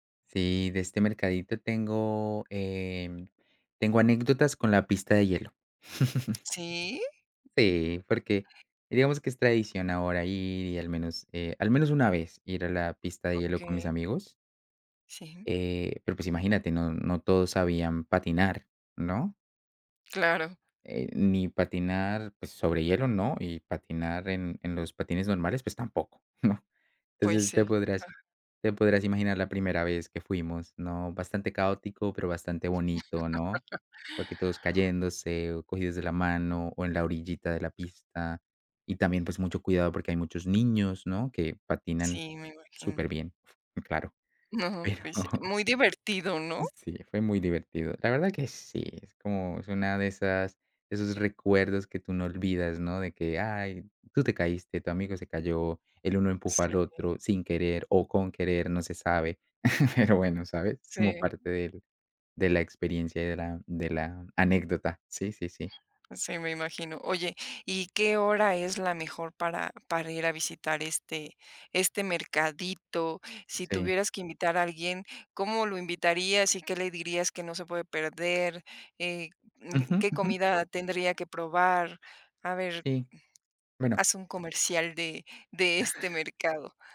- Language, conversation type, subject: Spanish, podcast, ¿Cuál es un mercado local que te encantó y qué lo hacía especial?
- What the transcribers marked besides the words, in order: chuckle; tapping; laughing while speaking: "¿no?"; laugh; laughing while speaking: "No"; laughing while speaking: "pero"; chuckle; laughing while speaking: "pero bueno"; other background noise; other noise; chuckle